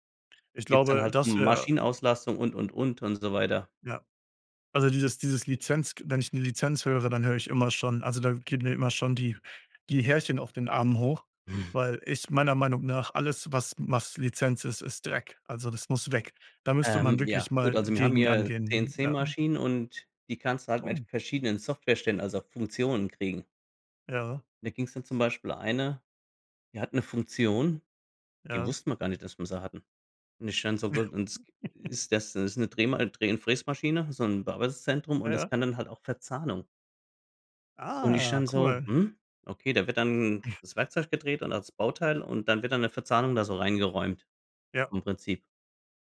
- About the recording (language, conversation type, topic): German, unstructured, Wie wichtig ist dir Datenschutz im Internet?
- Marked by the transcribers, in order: chuckle; chuckle; drawn out: "Ah"; blowing